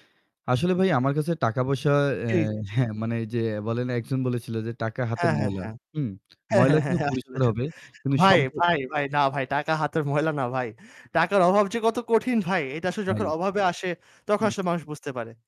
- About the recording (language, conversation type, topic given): Bengali, unstructured, আপনার মতে, সমাজে ভ্রাতৃত্ববোধ কীভাবে বাড়ানো যায়?
- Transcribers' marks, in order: laughing while speaking: "আসলে, আসলে"; distorted speech; static